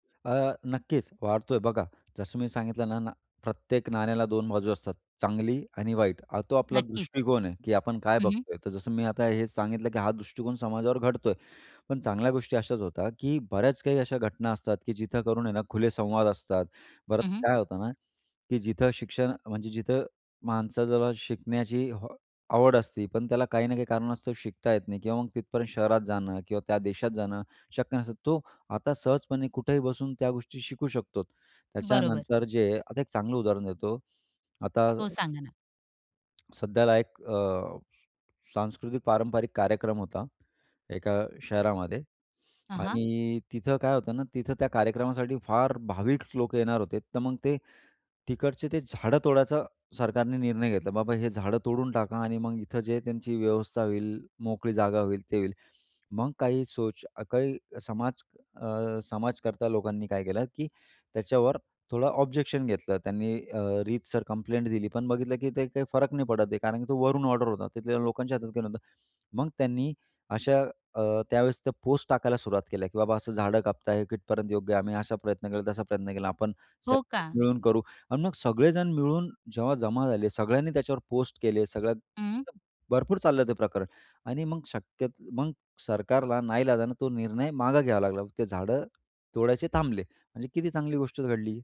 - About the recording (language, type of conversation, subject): Marathi, podcast, पॉप संस्कृतीने समाजावर कोणते बदल घडवून आणले आहेत?
- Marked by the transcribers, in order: other background noise; in English: "ऑब्जेक्शन"; in English: "कंप्लेंट"